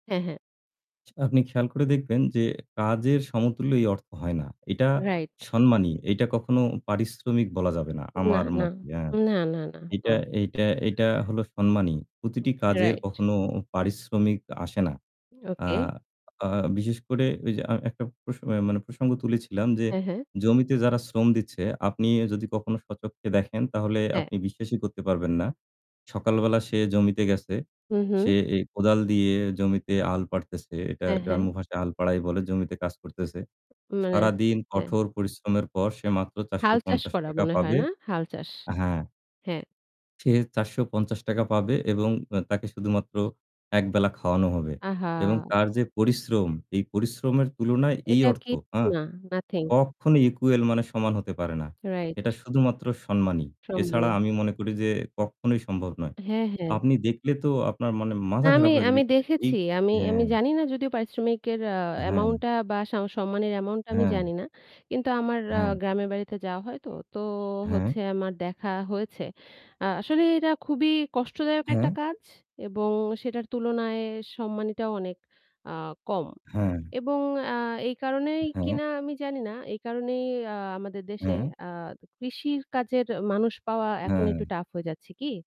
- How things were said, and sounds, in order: static; other background noise; unintelligible speech; horn
- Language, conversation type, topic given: Bengali, unstructured, ভালো কাজ করার আনন্দ আপনি কীভাবে পান?